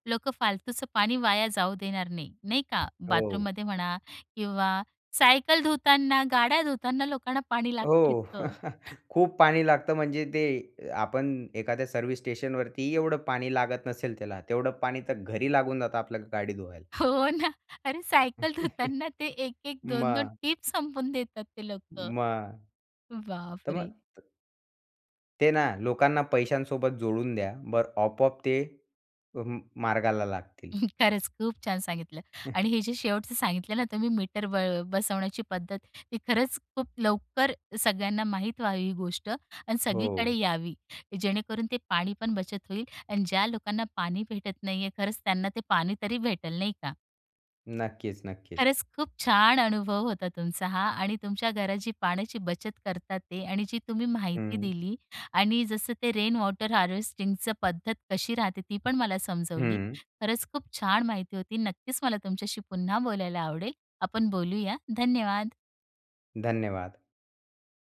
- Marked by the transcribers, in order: in English: "बाथरूममध्ये"; chuckle; laughing while speaking: "हो ना, अरे सायकल धुताना … देतात ते लोकं"; laugh; laughing while speaking: "खरंच, खूप छान सांगितलं"; chuckle; in English: "मीटर"; in English: "रेन वॉटर हार्वेस्टिंगचं"
- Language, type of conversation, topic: Marathi, podcast, घरात पाण्याची बचत प्रभावीपणे कशी करता येईल, आणि त्याबाबत तुमचा अनुभव काय आहे?